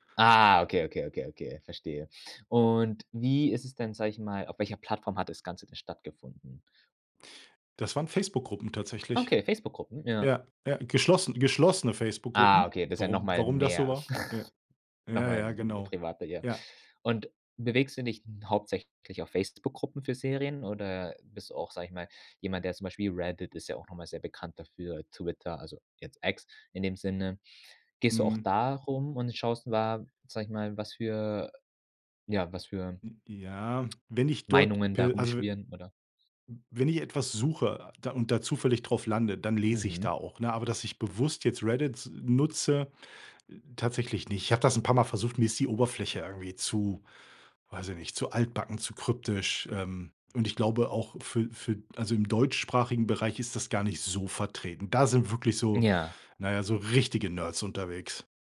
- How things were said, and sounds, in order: snort
- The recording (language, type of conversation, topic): German, podcast, Wie verändern soziale Medien die Diskussionen über Serien und Fernsehsendungen?